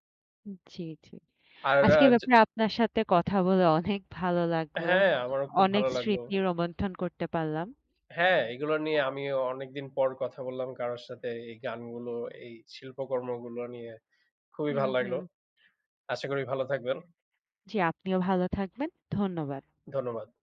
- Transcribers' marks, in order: none
- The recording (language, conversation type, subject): Bengali, unstructured, গ্রামবাংলার মেলা কি আমাদের সংস্কৃতির অবিচ্ছেদ্য অংশ?